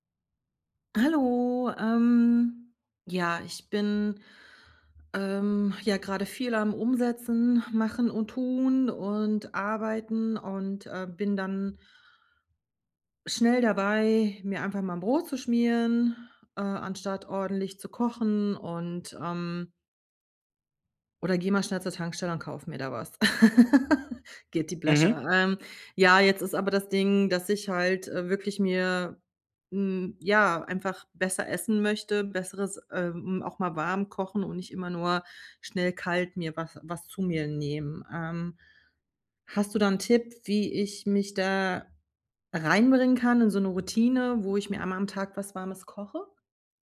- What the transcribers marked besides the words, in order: laugh; in English: "Guilty pleasure"
- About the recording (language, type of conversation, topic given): German, advice, Wie kann ich nach der Arbeit trotz Müdigkeit gesunde Mahlzeiten planen, ohne überfordert zu sein?